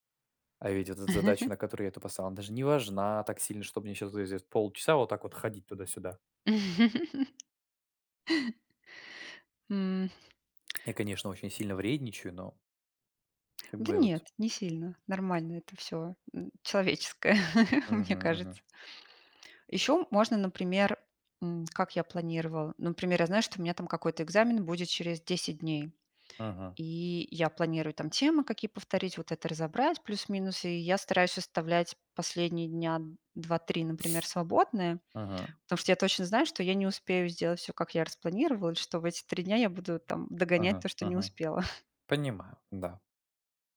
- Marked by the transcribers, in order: chuckle; tapping; laugh; laugh; laughing while speaking: "мне"; sniff; chuckle
- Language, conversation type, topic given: Russian, unstructured, Какие технологии помогают вам в организации времени?